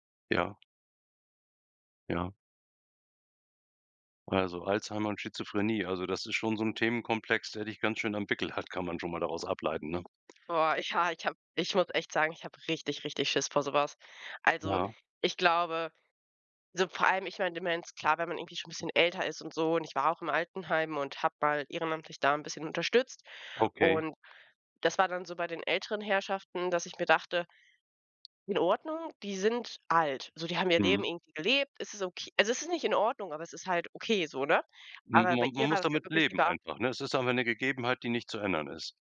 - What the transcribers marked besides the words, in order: other background noise; stressed: "richtig, richtig"
- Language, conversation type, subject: German, podcast, Welcher Film hat dich zuletzt wirklich mitgerissen?